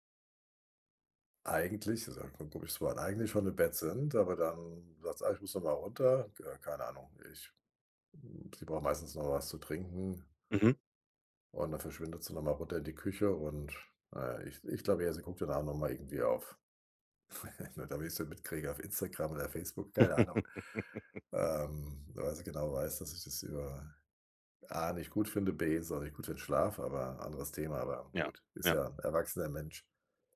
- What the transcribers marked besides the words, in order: chuckle
- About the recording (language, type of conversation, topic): German, advice, Wie beeinträchtigt Schnarchen von dir oder deinem Partner deinen Schlaf?